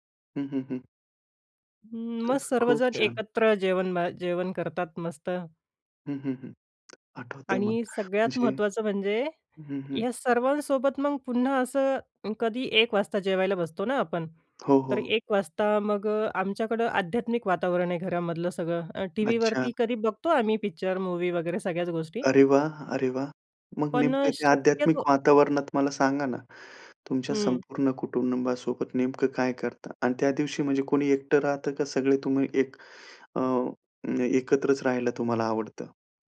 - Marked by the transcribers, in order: tapping; in English: "मूवी"; "कुटुंबासोबत" said as "कुटुंनबासोबत"; other background noise
- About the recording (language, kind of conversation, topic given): Marathi, podcast, तुमचा आदर्श सुट्टीचा दिवस कसा असतो?